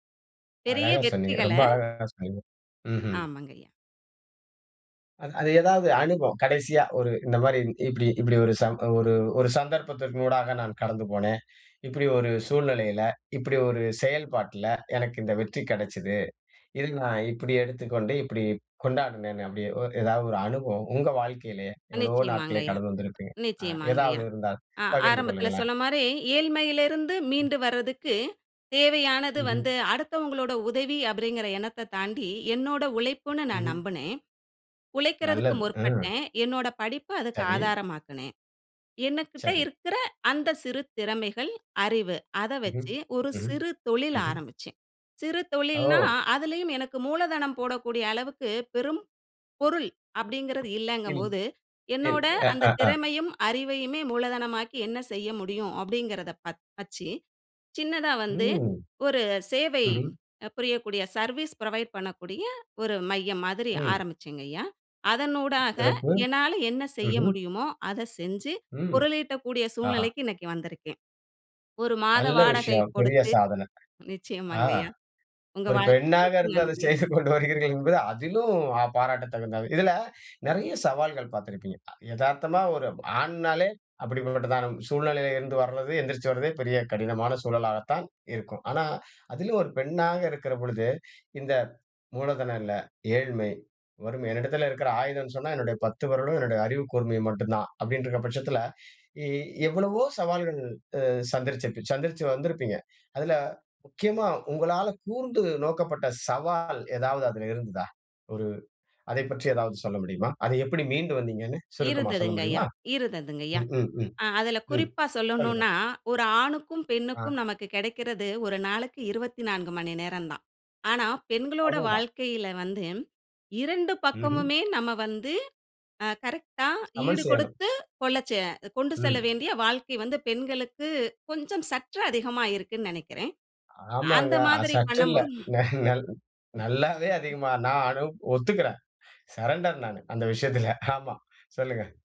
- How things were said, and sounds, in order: other background noise; trusting: "ஏழ்மையில இருந்து மீண்டு வர்றதுக்கு தேவையானது … சிறு தொழில் ஆரம்பிச்சேன்"; tapping; trusting: "என்னோட அந்த திறமையும் அறிவையுமே மூலதனமாக்கி … சூழ்நிலைக்கு இன்னைக்கு வந்திருக்கேன்"; laugh; drawn out: "ம்"; in English: "சர்வீஸ் ப்ரொவைட்"; joyful: "உங்க வாழ்த்துகளுக்கு நன்றி"; laughing while speaking: "செய்துகொண்டு வருகிறீர்கள் என்பது அதிலும் அ பாராட்டத்தகுந்தது"; "விரலும்" said as "வெரலும்"; other noise; in English: "சரண்டர்"
- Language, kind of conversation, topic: Tamil, podcast, சிறு வெற்றிகளை கொண்டாடுவது உங்களுக்கு எப்படி உதவுகிறது?